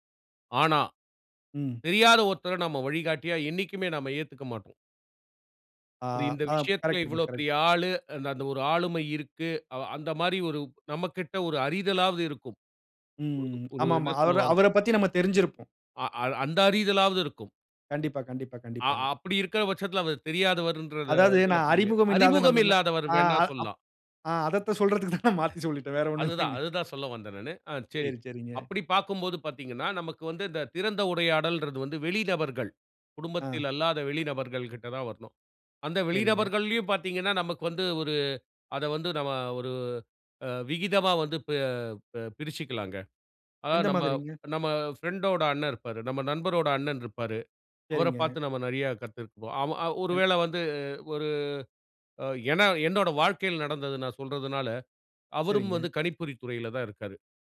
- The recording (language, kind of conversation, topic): Tamil, podcast, வழிகாட்டியுடன் திறந்த உரையாடலை எப்படித் தொடங்குவது?
- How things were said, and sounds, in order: trusting: "தெரியாத ஒருத்தரை நாம வழிகாட்டியா என்னைக்குமே நாம ஏத்துக்க மாட்டோம்"; "அதை" said as "அதத்த"; laughing while speaking: "தான் நான் மாத்தி சொல்லிட்டேன். வேற ஒன்னும் இல்லங்க"; other noise; "உரையாடல்ங்கறது" said as "உடையாடல்ங்கறது"